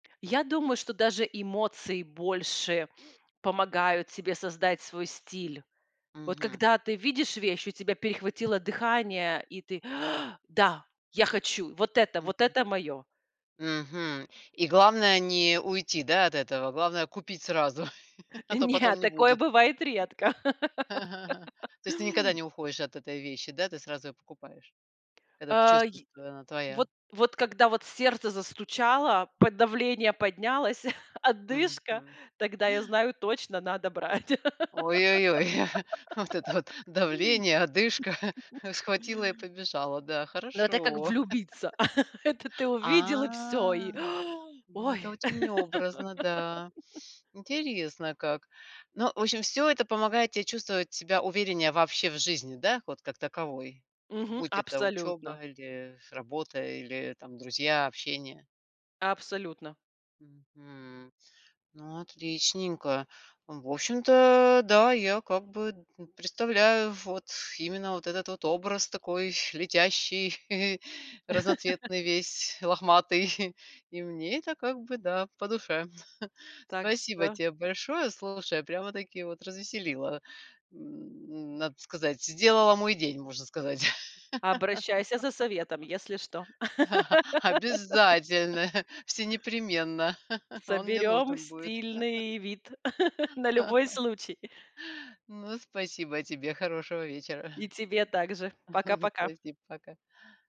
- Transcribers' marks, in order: tapping; gasp; chuckle; laugh; chuckle; gasp; chuckle; laughing while speaking: "Вот это вот давление, одышка"; laugh; chuckle; other background noise; laugh; chuckle; laughing while speaking: "Это ты увидел"; gasp; laugh; laugh; chuckle; chuckle; chuckle; laugh; chuckle; laugh; chuckle
- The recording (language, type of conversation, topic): Russian, podcast, Когда стиль помог тебе почувствовать себя увереннее?